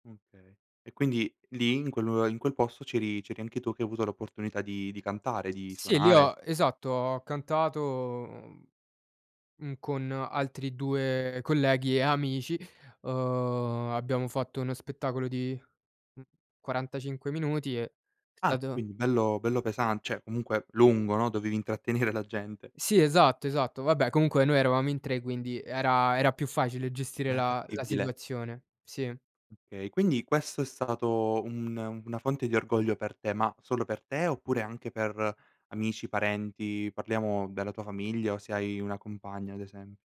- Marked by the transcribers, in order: "cioè" said as "ceh"; laughing while speaking: "intrattenere"
- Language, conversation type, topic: Italian, podcast, Quando ti sei sentito davvero orgoglioso di te?